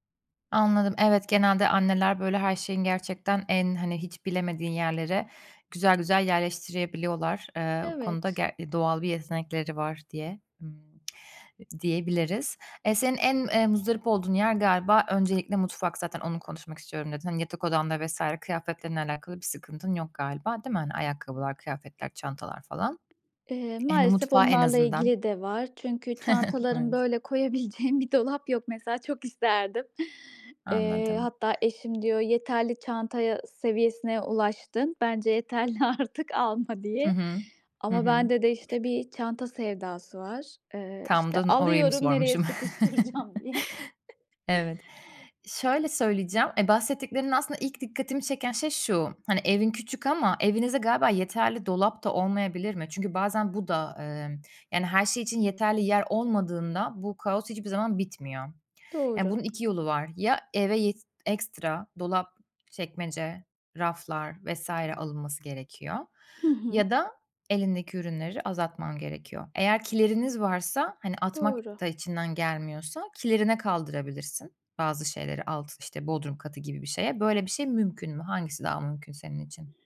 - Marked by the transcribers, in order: tapping; tsk; other background noise; chuckle; laughing while speaking: "koyabileceğim"; laughing while speaking: "Artık alma"; chuckle; laughing while speaking: "sıkıştıracağım diye"; chuckle
- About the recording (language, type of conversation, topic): Turkish, advice, Eşyalarımı düzenli tutmak ve zamanımı daha iyi yönetmek için nereden başlamalıyım?